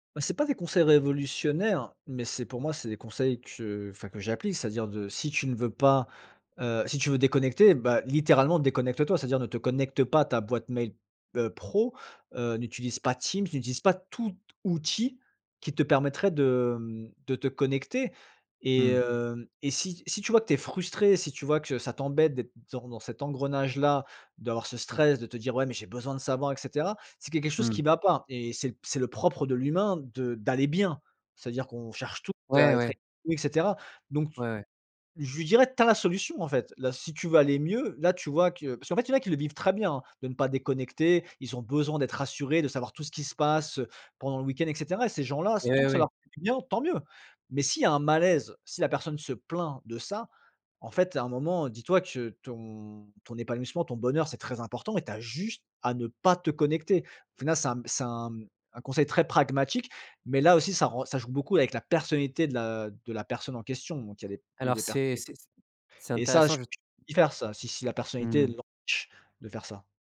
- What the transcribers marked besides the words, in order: stressed: "tout"; unintelligible speech; unintelligible speech; unintelligible speech
- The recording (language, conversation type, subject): French, podcast, Comment fais-tu pour bien séparer le travail et le temps libre quand tu es chez toi ?